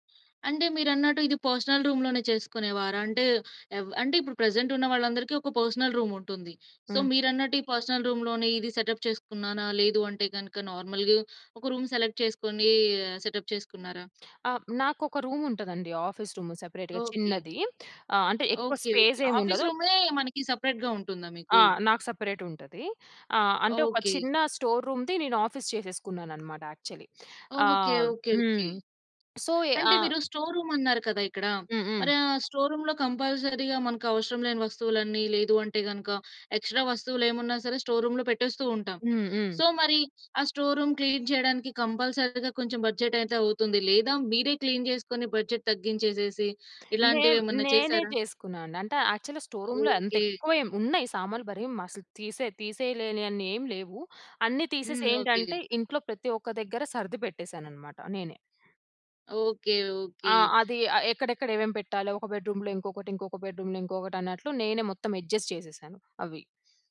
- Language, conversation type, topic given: Telugu, podcast, బడ్జెట్ తక్కువగా ఉన్నా గదిని అందంగా ఎలా మార్చుకోవచ్చు?
- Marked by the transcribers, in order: in English: "పర్సనల్ రూమ్‌లోనే"; in English: "పర్సనల్"; in English: "సో"; in English: "పర్సనల్ రూమ్‌లోని"; in English: "సెటప్"; in English: "నార్మల్‌గా"; in English: "రూమ్ సెలెక్ట్"; in English: "సెటప్"; in English: "రూమ్"; in English: "ఆఫీస్"; in English: "సెపరేట్‌గా"; in English: "స్పేస్"; in English: "ఆఫీస్"; in English: "సెపరేట్‌గా"; in English: "స్టోర్ రూమ్‌ది"; in English: "ఆఫీస్"; in English: "యాక్చువ‌లి"; in English: "స్టోర్ రూమ్"; in English: "స్టోర్ రూమ్‌లో కంపల్సరీగా"; in English: "ఎక్స్ట్రా"; in English: "స్టోర్ రూమ్‌లో"; in English: "సో"; tapping; in English: "స్టోర్ రూమ్ క్లీన్"; in English: "కంపల్సరీగా"; in English: "క్లీన్"; in English: "బడ్జెట్"; in English: "యాక్చువల్‌గా స్టోర్ రూమ్‌లో"; other background noise; in English: "బెడ్రూమ్‌లో"; in English: "బెడ్రూమ్‌లో"; in English: "అడ్జస్ట్"